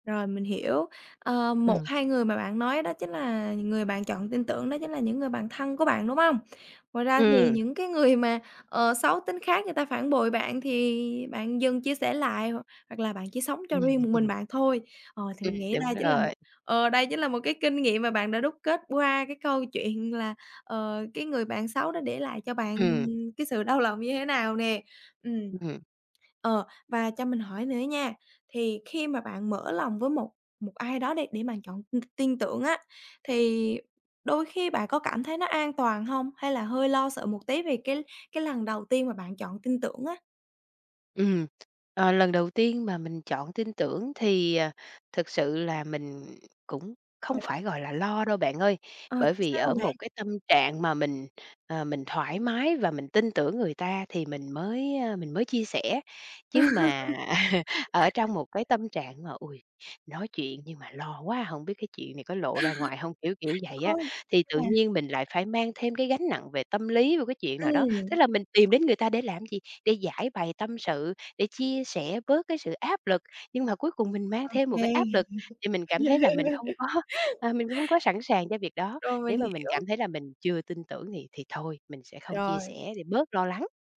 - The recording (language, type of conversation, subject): Vietnamese, podcast, Làm sao bạn chọn ai để tin tưởng và chia sẻ chuyện riêng tư?
- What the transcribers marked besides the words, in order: tapping; laughing while speaking: "cái người"; laughing while speaking: "lòng"; other background noise; chuckle; laugh; laugh; laughing while speaking: "không có"; chuckle; laugh